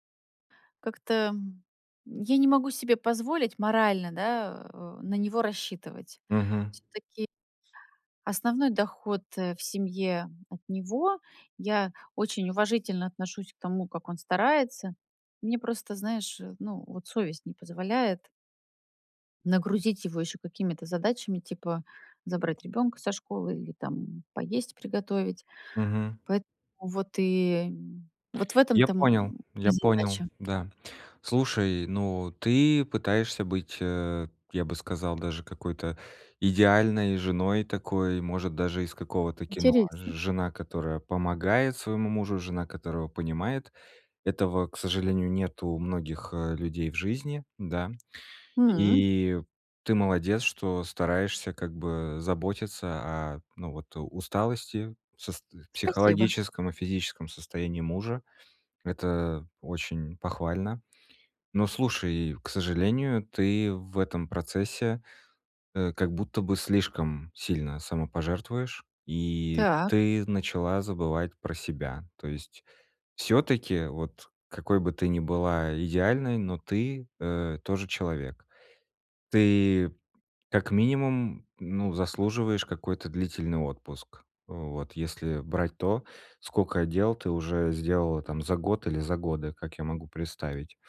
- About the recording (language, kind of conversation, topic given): Russian, advice, Как мне лучше распределять время между работой и отдыхом?
- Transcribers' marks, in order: other background noise